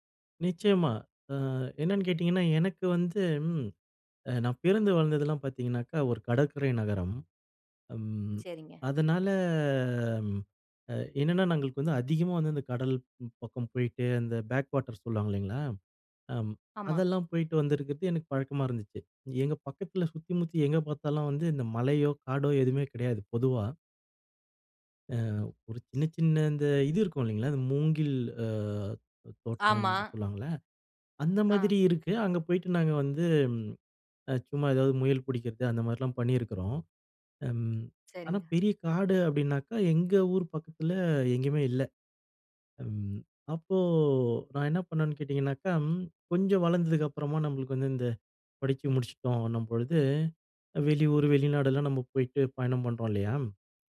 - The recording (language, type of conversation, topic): Tamil, podcast, காட்டில் உங்களுக்கு ஏற்பட்ட எந்த அனுபவம் உங்களை மனதார ஆழமாக உலுக்கியது?
- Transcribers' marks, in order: drawn out: "அதனால"; in English: "பேக் வாட்டர்"; other noise; drawn out: "அ"; tapping